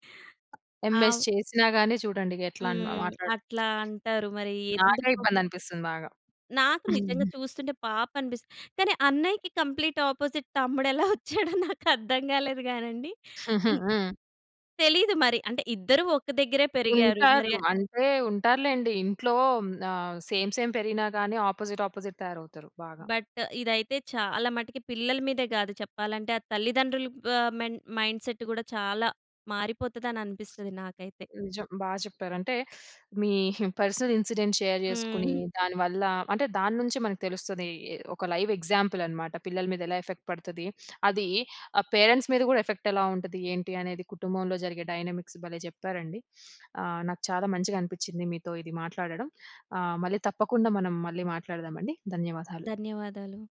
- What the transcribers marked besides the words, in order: tapping; in English: "ఎంఎస్"; other noise; in English: "కంప్లీట్ ఆపోజిట్"; laughing while speaking: "తమ్ముడెలా వచ్చాడో నాకు అర్థం కాలేదు"; giggle; in English: "సేమ్ సేమ్"; in English: "ఆపోజిట్ ఆపోజిట్"; in English: "బట్"; in English: "మెండ్ మైండ్‌సెట్"; lip smack; in English: "పర్సనల్ ఇన్సిడెంట్ షేర్"; in English: "లైవ్ ఎగ్జాంపుల్"; in English: "ఎఫెక్ట్"; sniff; in English: "పేరెంట్స్"; in English: "ఎఫెక్ట్"; in English: "డైనమిక్స్"; sniff
- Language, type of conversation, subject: Telugu, podcast, పిల్లల ముందు వాదనలు చేయడం మంచిదా చెడ్డదా?